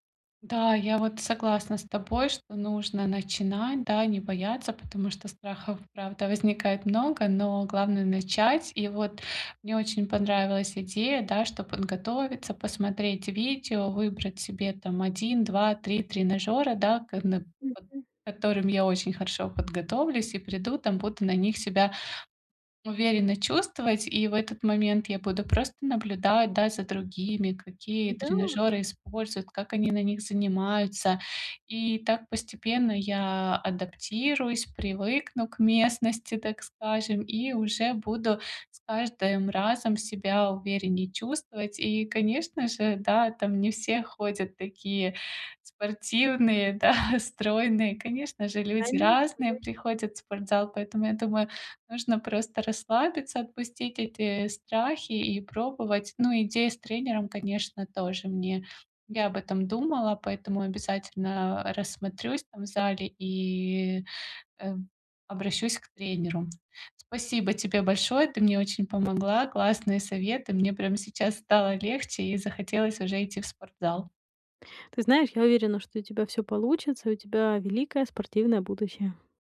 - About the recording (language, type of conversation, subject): Russian, advice, Как мне начать заниматься спортом, не боясь осуждения окружающих?
- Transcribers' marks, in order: laughing while speaking: "да"